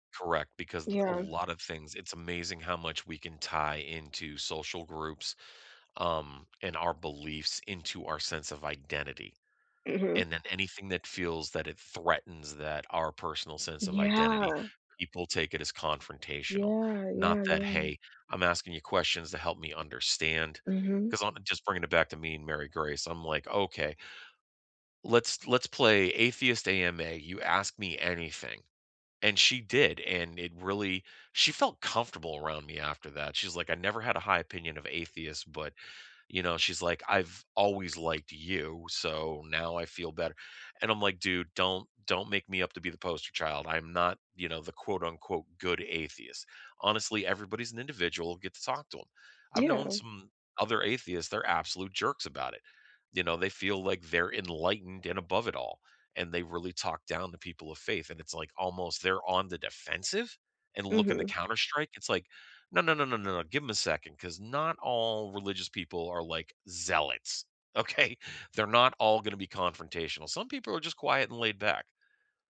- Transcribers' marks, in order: inhale; laughing while speaking: "okay"
- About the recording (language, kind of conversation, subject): English, unstructured, What family tradition are you reinventing as an adult, and what personal touches make it meaningful to you and others?
- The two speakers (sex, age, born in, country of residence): female, 18-19, United States, United States; male, 55-59, United States, United States